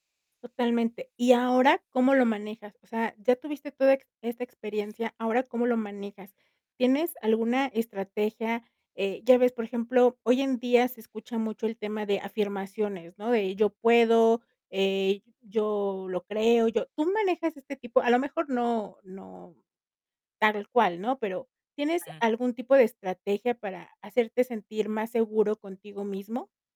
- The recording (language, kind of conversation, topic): Spanish, podcast, ¿Cómo afrontas la inseguridad profesional o el síndrome del impostor?
- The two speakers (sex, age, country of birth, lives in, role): female, 40-44, Mexico, Mexico, host; male, 30-34, Mexico, Mexico, guest
- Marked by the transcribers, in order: static; other noise